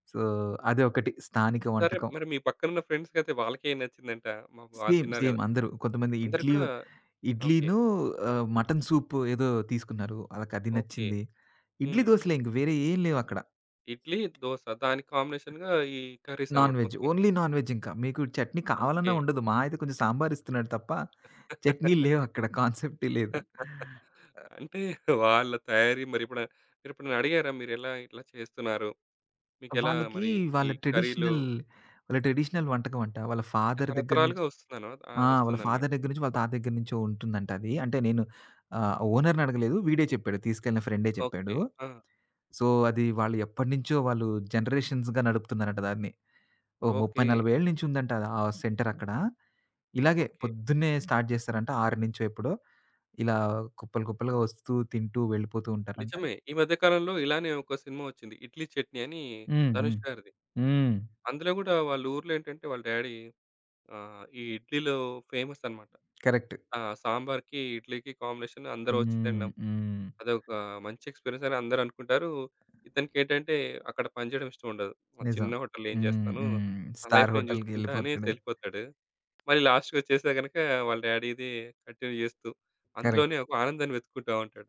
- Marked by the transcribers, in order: in English: "సో"; in English: "ఫ్రెండ్స్ కైతే"; in English: "సేమ్. సేమ్"; in English: "సూప్"; tapping; in English: "కాంబినేషన్‌గా"; other background noise; in English: "నాన్‌వెజ్, ఓన్లీ నాన్‌వెజ్"; in English: "కర్రీస్"; laugh; chuckle; in English: "ట్రెడిషనల్"; in English: "ట్రెడిషనల్"; in English: "ఫాదర్"; in English: "ఫాదర్"; in English: "ఓనర్‌ని"; in English: "సో"; in English: "జనరేషన్స్‌గా"; in English: "సెంటర్"; in English: "స్టార్ట్"; in English: "ఫేమస్"; in English: "కరెక్ట్"; in English: "కాంబినేషన్"; in English: "ఎక్స్పీరియన్స్"; in English: "హోటల్‌లో"; in English: "లైఫ్"; in English: "స్టార్ హోటల్‌కెళ్ళిపోతాడు"; in English: "లాస్ట్‌కొచ్చేస్తే"; in English: "డ్యాడీది కంటిన్యూ"; in English: "కరెక్ట్"
- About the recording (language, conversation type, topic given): Telugu, podcast, ఒక అజ్ఞాతుడు మీతో స్థానిక వంటకాన్ని పంచుకున్న సంఘటన మీకు గుర్తుందా?